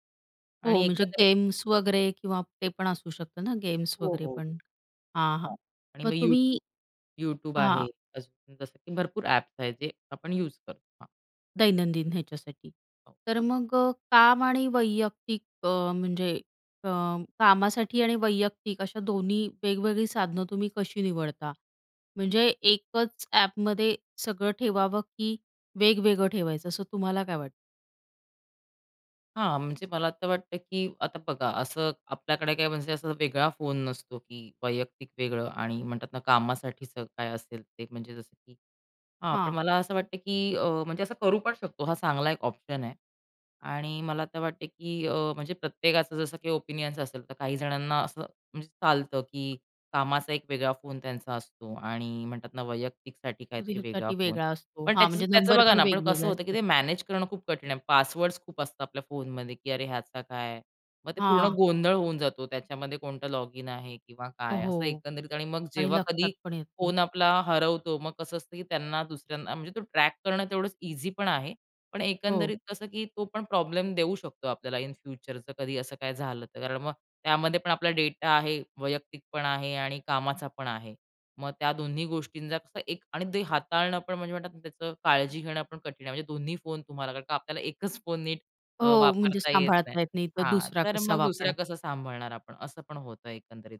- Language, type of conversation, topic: Marathi, podcast, दैनिक कामांसाठी फोनवर कोणते साधन तुम्हाला उपयोगी वाटते?
- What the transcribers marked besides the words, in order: unintelligible speech; in English: "इन फ्युचर"